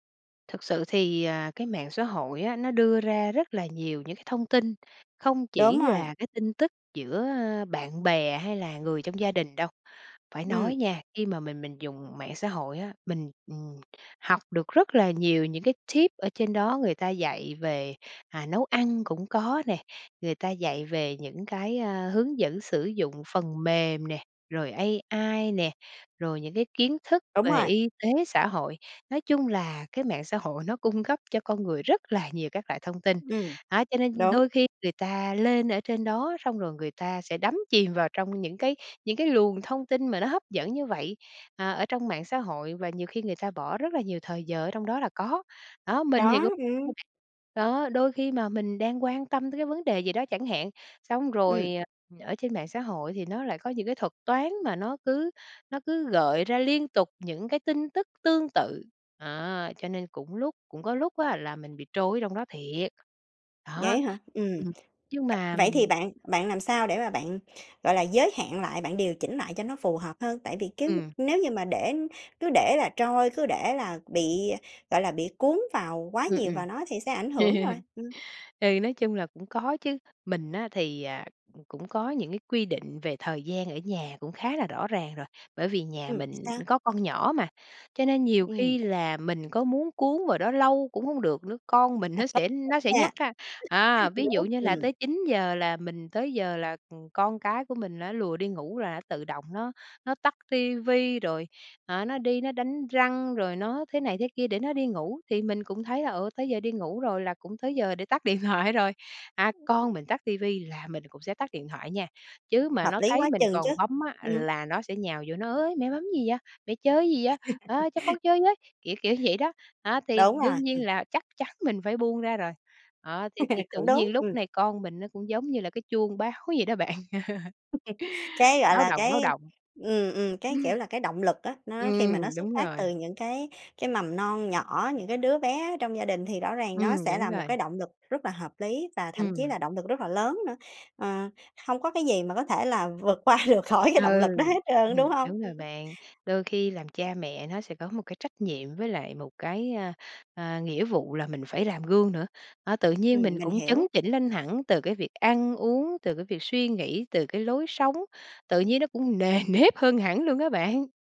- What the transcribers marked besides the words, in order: in English: "tip"; unintelligible speech; tapping; laugh; laughing while speaking: "nó"; background speech; laughing while speaking: "tắt điện"; other background noise; put-on voice: "Ới, mẹ bấm gì vậy? … con chơi với"; laugh; laugh; laugh; laughing while speaking: "bạn"; laugh; laughing while speaking: "qua được khỏi"; laughing while speaking: "nề nếp"
- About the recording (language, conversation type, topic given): Vietnamese, podcast, Bạn đặt ranh giới với điện thoại như thế nào?